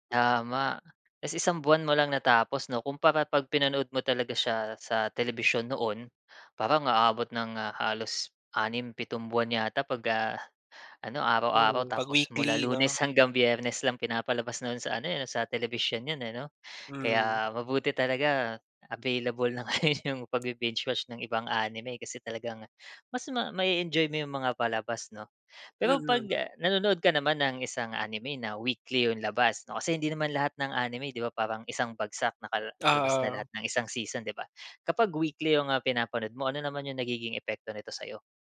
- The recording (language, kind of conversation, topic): Filipino, podcast, Paano nag-iiba ang karanasan mo kapag sunod-sunod mong pinapanood ang isang serye kumpara sa panonood ng tig-isang episode bawat linggo?
- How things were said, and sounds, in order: laughing while speaking: "ngayon"